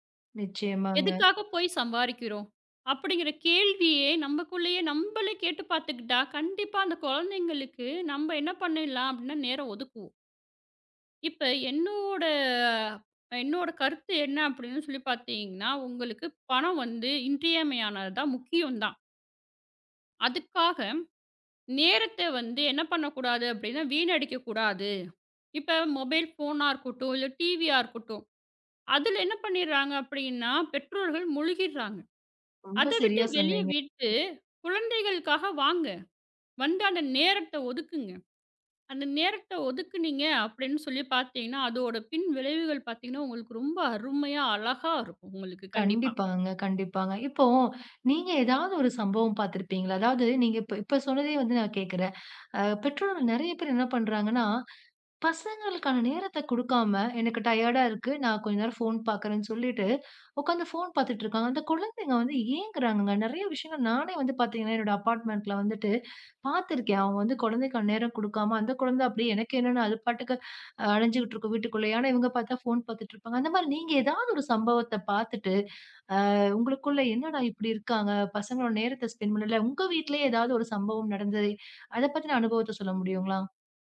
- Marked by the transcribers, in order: in English: "மொபைல் ஃபோனா"; in English: "டிவியா"; other noise; other background noise; in English: "டையர்டா"; in English: "ஃபோன்"; in English: "ஃபோன்"; in English: "ஃபோன்"; in English: "ஸ்பெண்ட்"
- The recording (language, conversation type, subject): Tamil, podcast, பணம் அல்லது நேரம்—முதலில் எதற்கு முன்னுரிமை கொடுப்பீர்கள்?